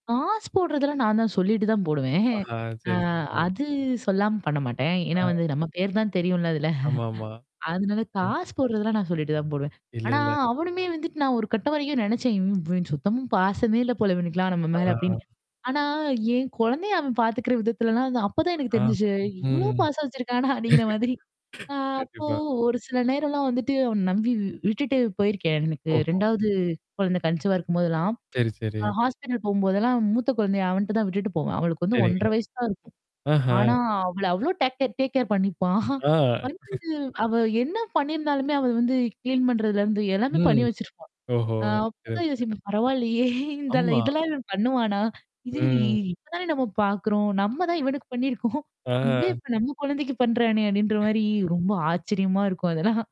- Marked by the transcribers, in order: laughing while speaking: "போடுவேன்"; tapping; distorted speech; other background noise; laughing while speaking: "அதில"; static; laugh; laughing while speaking: "இவ்ளோ பாசம் வச்சுருக்கானா அப்பிடிங்கிற மாதிரி"; in English: "கன்சீவா"; in English: "டேக் டேக் டேக் கேர்"; chuckle; laughing while speaking: "பண்ணிப்பான்"; unintelligible speech; laughing while speaking: "பரவாயில்லயே! இந்த இதெல்லாம் இவன் பண்ணுவானா!"; drawn out: "ம்"; laughing while speaking: "பண்ணியிருக்கோம்"; drawn out: "ஆ"; other noise; laughing while speaking: "அதெல்லாம்"
- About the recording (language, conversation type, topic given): Tamil, podcast, சகோதரர்களுடன் உங்கள் உறவு காலப்போக்கில் எப்படி வளர்ந்து வந்தது?